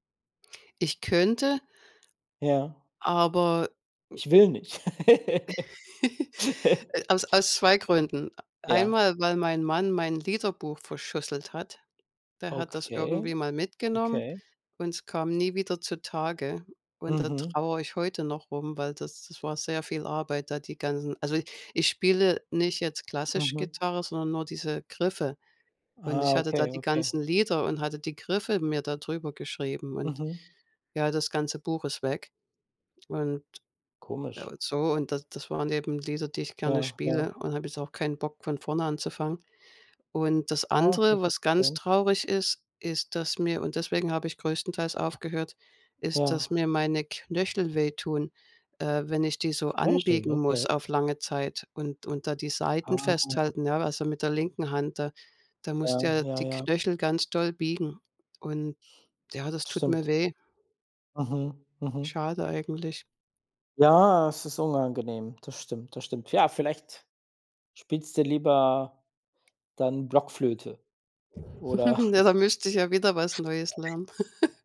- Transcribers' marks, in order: other background noise; laugh; laugh; unintelligible speech; chuckle; chuckle; unintelligible speech; laugh
- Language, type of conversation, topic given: German, unstructured, Was war der Auslöser für deinen Wunsch, etwas Neues zu lernen?